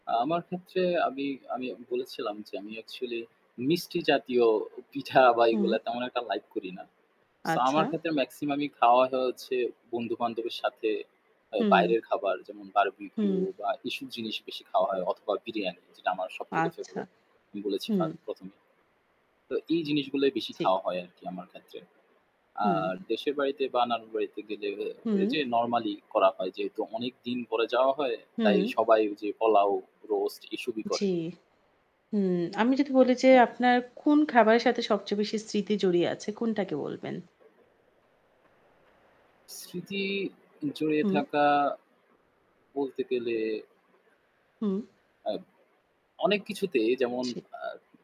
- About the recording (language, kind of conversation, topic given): Bengali, unstructured, কোন খাবার আপনাকে সব সময় সুখ দেয়?
- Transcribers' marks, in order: static; other background noise